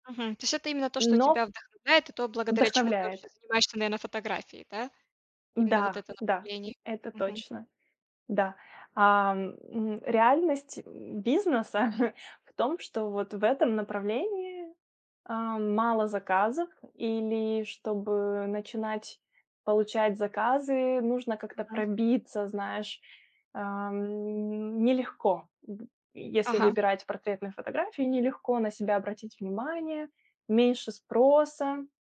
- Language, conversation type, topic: Russian, podcast, Как ты находишь баланс между коммерцией и творчеством?
- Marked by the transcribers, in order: chuckle